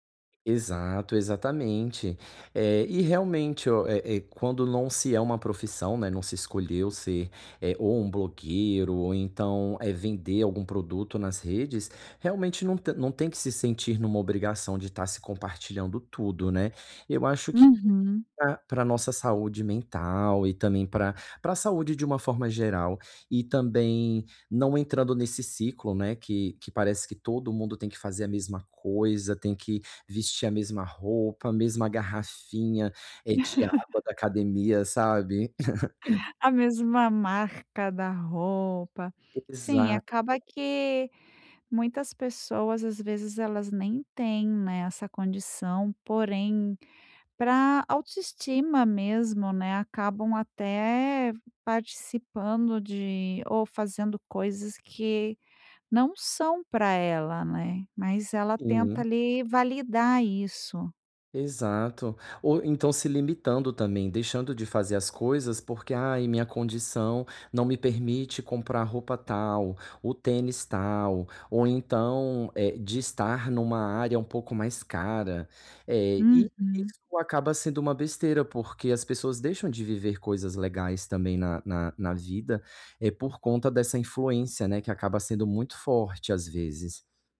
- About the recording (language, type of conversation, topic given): Portuguese, advice, Como posso lidar com a pressão social ao tentar impor meus limites pessoais?
- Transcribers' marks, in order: chuckle; giggle